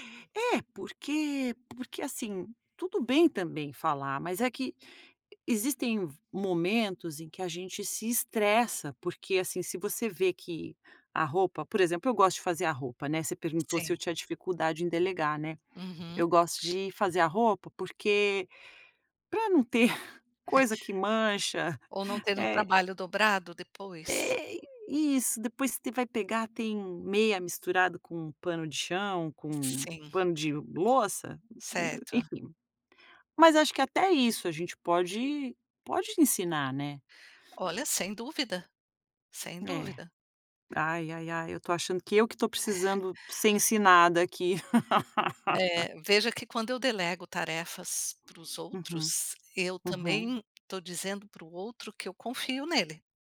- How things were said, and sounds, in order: tapping; chuckle; other background noise; laugh
- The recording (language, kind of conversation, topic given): Portuguese, advice, Como posso superar a dificuldade de delegar tarefas no trabalho ou em casa?
- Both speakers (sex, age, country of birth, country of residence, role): female, 50-54, Brazil, United States, user; female, 55-59, Brazil, United States, advisor